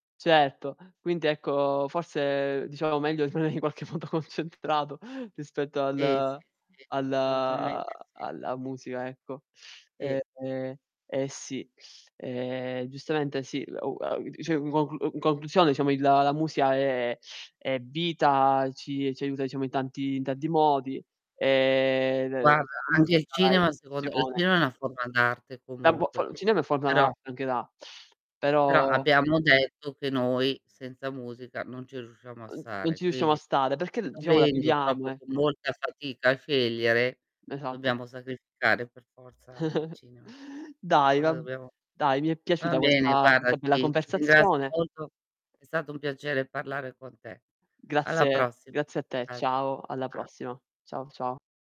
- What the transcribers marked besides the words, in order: unintelligible speech; distorted speech; drawn out: "al"; drawn out: "Ehm"; unintelligible speech; "musica" said as "musia"; drawn out: "ehm"; unintelligible speech; "proprio" said as "propio"; chuckle; unintelligible speech
- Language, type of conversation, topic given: Italian, unstructured, Preferiresti vivere in un mondo senza musica o senza film?